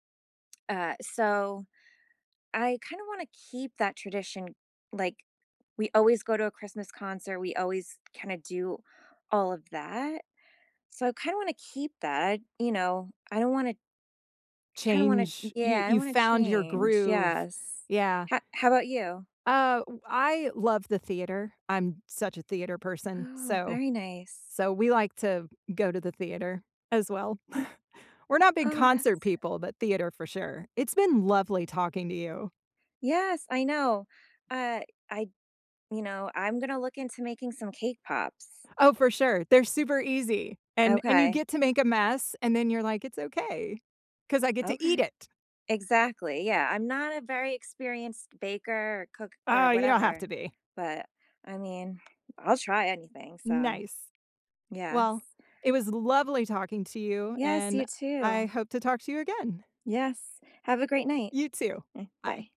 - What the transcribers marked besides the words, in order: tapping; chuckle; stressed: "lovely"
- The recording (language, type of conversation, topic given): English, unstructured, What traditions do you keep, and why do they matter to you?
- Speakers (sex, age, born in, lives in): female, 40-44, United States, United States; female, 40-44, United States, United States